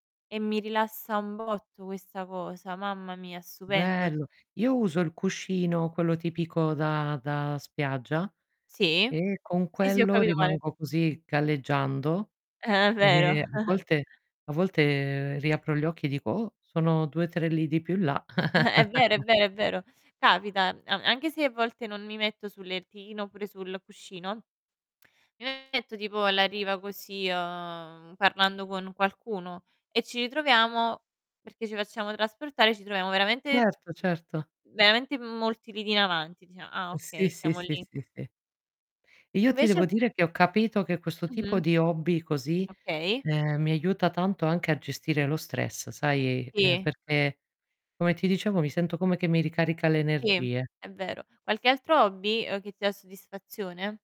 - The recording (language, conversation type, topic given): Italian, unstructured, Quale attività del tempo libero ti dà più soddisfazione?
- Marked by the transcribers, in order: distorted speech; chuckle; chuckle; "lettino" said as "lertino"; other background noise; unintelligible speech